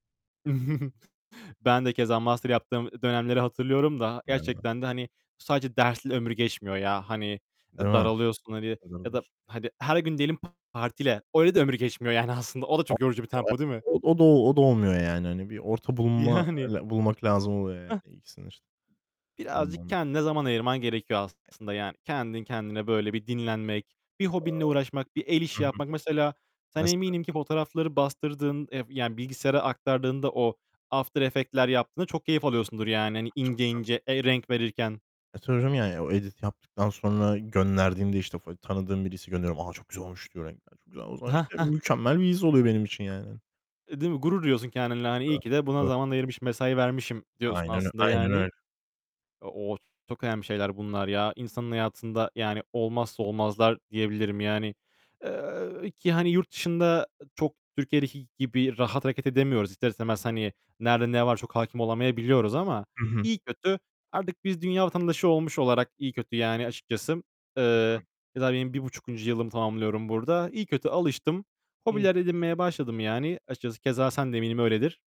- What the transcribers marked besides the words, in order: chuckle; tapping; unintelligible speech; unintelligible speech; other background noise; distorted speech; unintelligible speech; laughing while speaking: "Yani"; unintelligible speech; unintelligible speech; unintelligible speech; in English: "after effect'ler"; in English: "edit'i"; unintelligible speech
- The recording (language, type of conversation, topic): Turkish, unstructured, Bir hobi hayatına kattığı en büyük fayda ne olabilir?